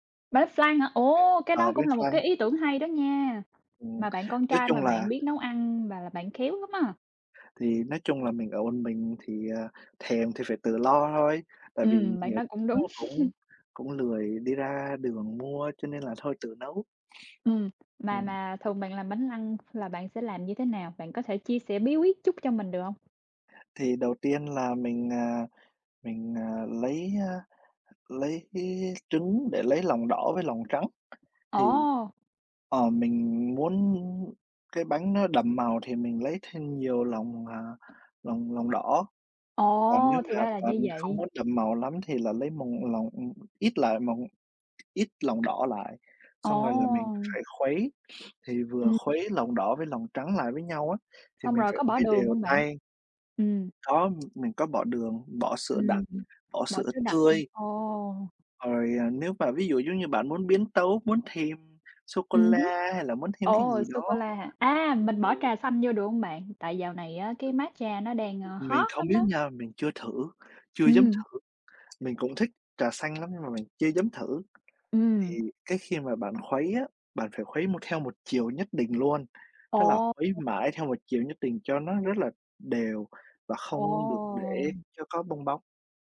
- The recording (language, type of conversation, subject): Vietnamese, unstructured, Món tráng miệng nào bạn không thể cưỡng lại được?
- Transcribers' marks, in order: tapping; other background noise; chuckle; sniff; sniff; unintelligible speech